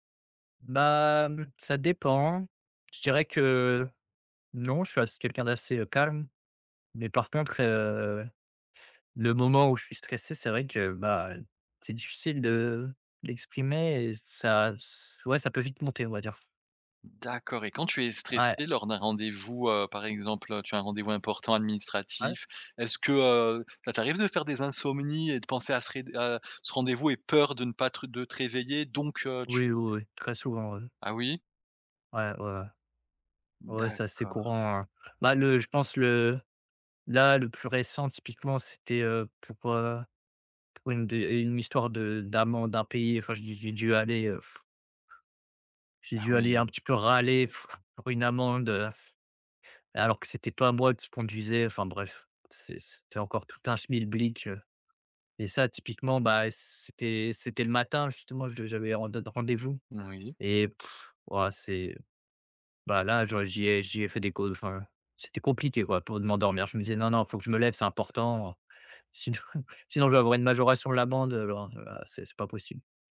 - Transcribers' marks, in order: drawn out: "Ben"; other background noise; blowing; blowing; blowing; chuckle
- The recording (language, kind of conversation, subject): French, advice, Incapacité à se réveiller tôt malgré bonnes intentions